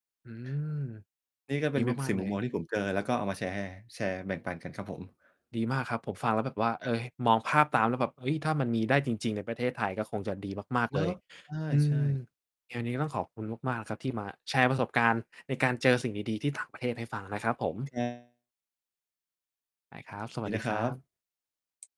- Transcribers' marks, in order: distorted speech; other background noise
- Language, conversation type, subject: Thai, podcast, คุณพอจะเล่าให้ฟังได้ไหมว่ามีทริปท่องเที่ยวธรรมชาติครั้งไหนที่เปลี่ยนมุมมองชีวิตของคุณ?